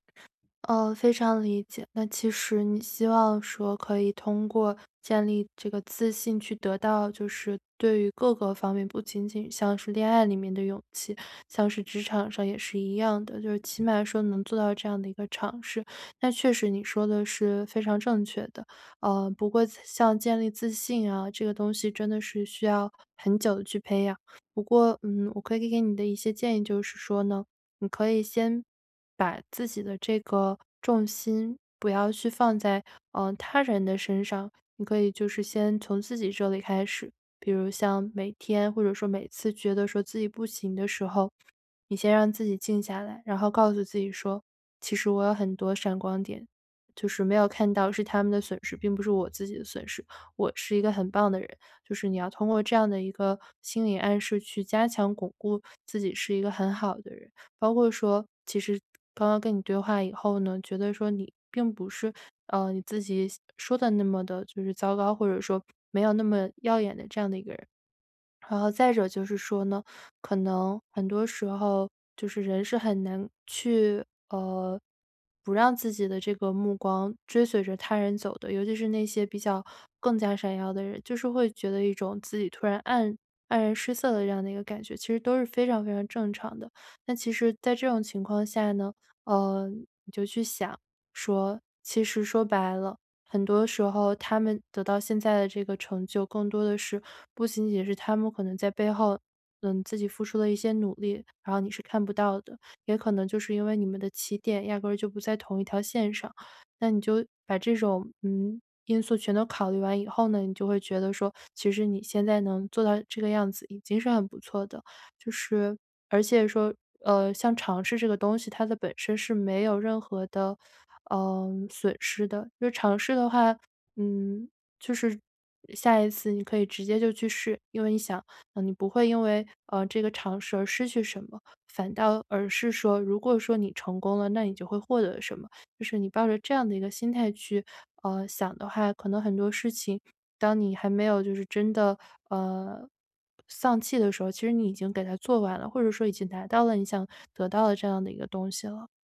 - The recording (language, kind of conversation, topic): Chinese, advice, 我该如何在恋爱关系中建立自信和自我价值感？
- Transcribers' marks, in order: other background noise; other noise